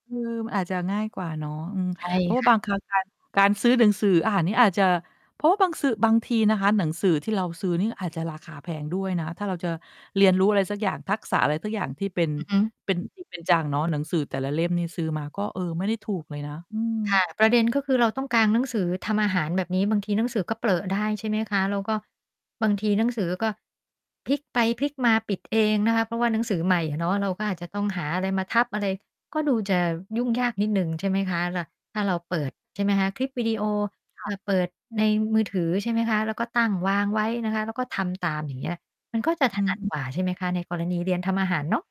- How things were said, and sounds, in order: distorted speech
- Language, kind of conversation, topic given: Thai, podcast, ถ้าอยากเริ่มเรียนด้วยตัวเอง คุณจะแนะนำให้เริ่มจากอะไรเป็นอย่างแรก?